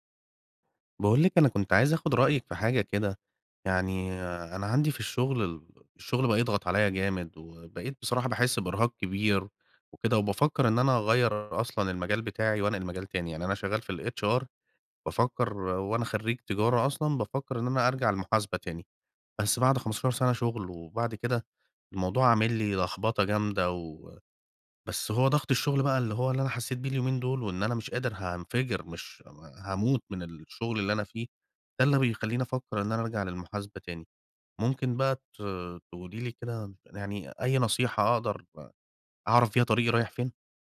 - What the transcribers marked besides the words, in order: in English: "الHR"; other noise
- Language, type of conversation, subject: Arabic, advice, إزاي أقرر أكمّل في شغل مرهق ولا أغيّر مساري المهني؟